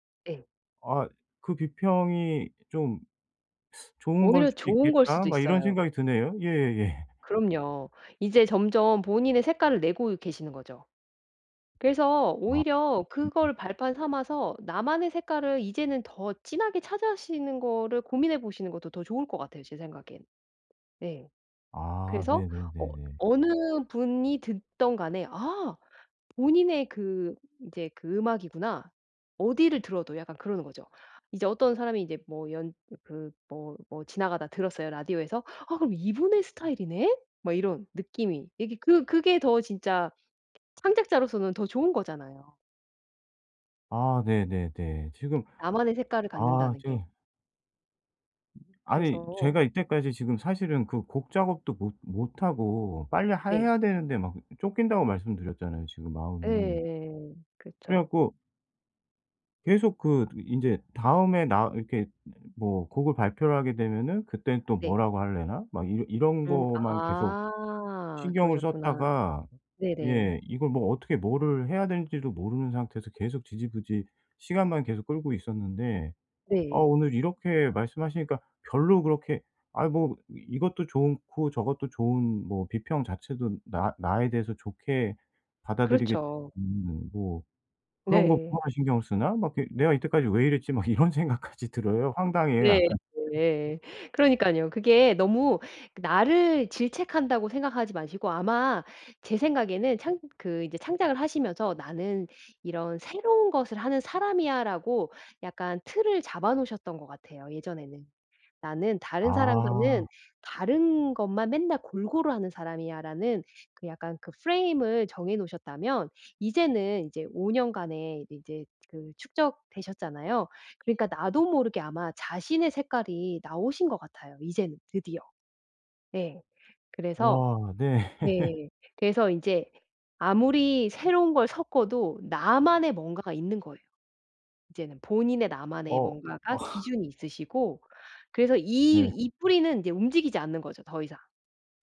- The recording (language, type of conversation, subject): Korean, advice, 타인의 반응에 대한 걱정을 줄이고 자신감을 어떻게 회복할 수 있을까요?
- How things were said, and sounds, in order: teeth sucking; laughing while speaking: "예"; other background noise; unintelligible speech; tapping; unintelligible speech; "지지부진" said as "지지부지"; laughing while speaking: "막 이런 생각까지"; put-on voice: "프레임을"; in English: "프레임을"; laugh; laugh